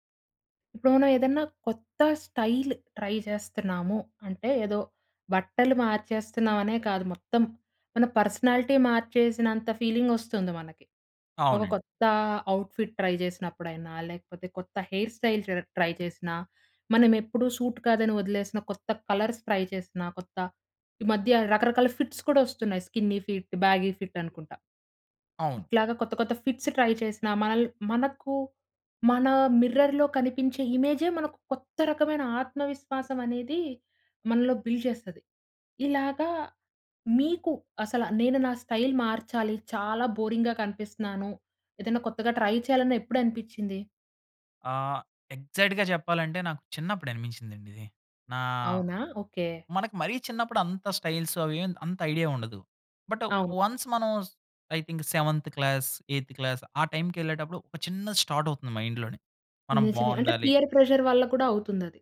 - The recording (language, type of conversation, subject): Telugu, podcast, స్టైల్‌లో మార్పు చేసుకున్న తర్వాత మీ ఆత్మవిశ్వాసం పెరిగిన అనుభవాన్ని మీరు చెప్పగలరా?
- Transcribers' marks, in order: in English: "స్టైల్, ట్రై"; in English: "పర్సనాలిటీ"; in English: "ఫీలింగ్"; in English: "అవుట్‌ఫిట్ ట్రై"; in English: "హెయిర్ స్టైల్"; in English: "ట్రై"; other background noise; in English: "సూట్"; in English: "కలర్స్ ట్రై"; in English: "ఫిట్స్"; in English: "స్కిన్నీ ఫిట్, బ్యాగీ ఫిట్"; in English: "ఫిట్స్ ట్రై"; in English: "మిర్రర్‌లో"; in English: "బిల్డ్"; in English: "స్టైల్"; in English: "బోరింగ్‌గా"; in English: "ట్రై"; in English: "ఎగ్జాక్ట్‌గా"; drawn out: "నా"; in English: "ఐడియా"; in English: "బట్, వన్స్"; in English: "ఐ థింక్ సెవెంత్ క్లాస్, ఐత్ క్లాస్"; in English: "స్టార్ట్"; in English: "మైండ్"; in English: "పియర్ ప్రెజర్"